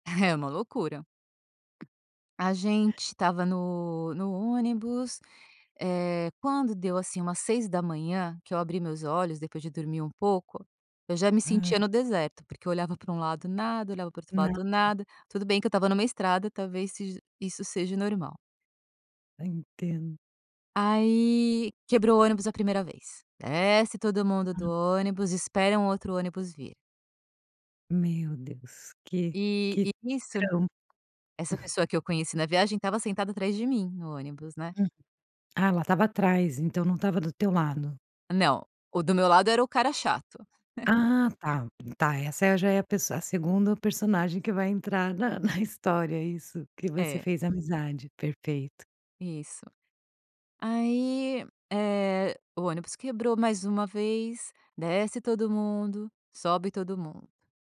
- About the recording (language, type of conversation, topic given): Portuguese, podcast, Já fez alguma amizade que durou além da viagem?
- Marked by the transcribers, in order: tapping; chuckle